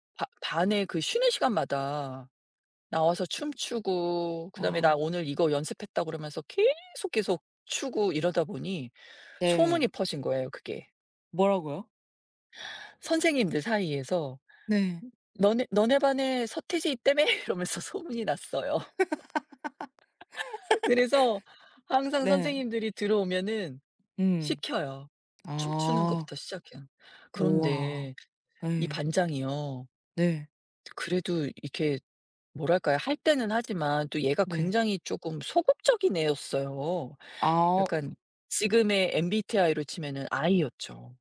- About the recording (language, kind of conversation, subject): Korean, podcast, 고등학교 시절에 늘 듣던 대표적인 노래는 무엇이었나요?
- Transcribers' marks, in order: laughing while speaking: "이러면서"; laugh; tapping; other background noise